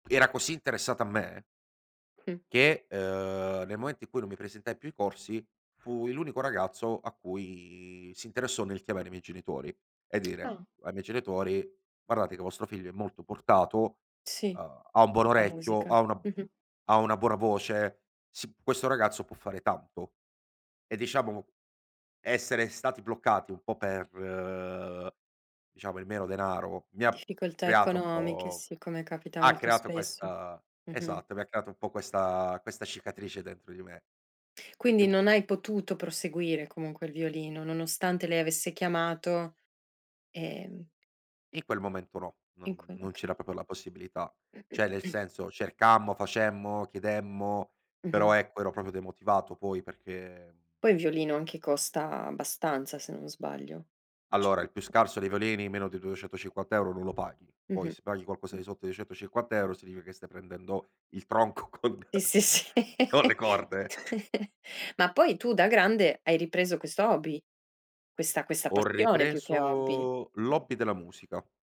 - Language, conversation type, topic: Italian, podcast, Che ruolo ha la curiosità nella tua crescita personale?
- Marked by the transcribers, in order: other background noise; drawn out: "cui"; tapping; drawn out: "per"; "proprio" said as "propio"; throat clearing; laughing while speaking: "sì"; laughing while speaking: "tronco con"; laugh; chuckle